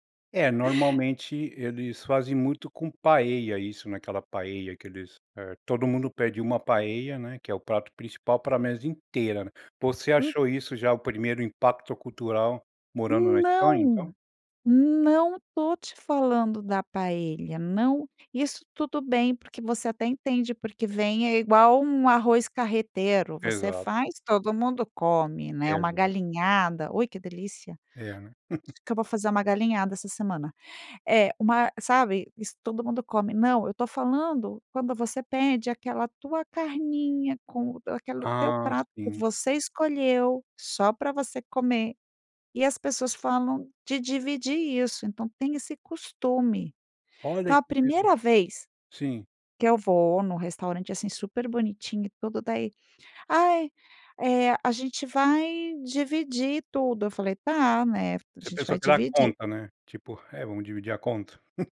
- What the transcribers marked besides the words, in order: laugh; chuckle
- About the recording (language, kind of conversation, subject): Portuguese, podcast, Como a comida influenciou sua adaptação cultural?